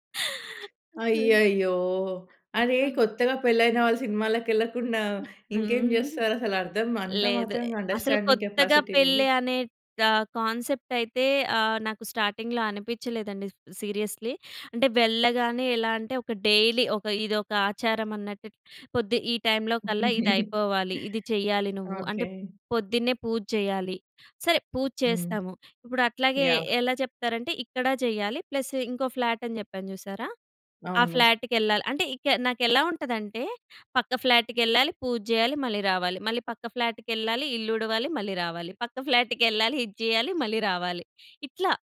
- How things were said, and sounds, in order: tapping; giggle; in English: "సో"; in English: "అండర్‌స్టాన్‌డింగ్ కెపాసిటీ"; in English: "కా కాన్సెప్ట్"; in English: "స్టార్టింగ్‌లో"; in English: "సీరియస్‌లీ"; in English: "డైలీ"; giggle; in English: "ప్లస్"; in English: "ఫ్లాట్‌కెళ్ళాలి"; in English: "ఫ్లాట్‌కెళ్ళాలి"; in English: "ఫ్లాట్‌కెళ్ళాలి"; in English: "ఫ్లాట్‌కెళ్ళాలి"
- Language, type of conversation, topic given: Telugu, podcast, మీ కుటుంబంలో ప్రతి రోజు జరిగే ఆచారాలు ఏమిటి?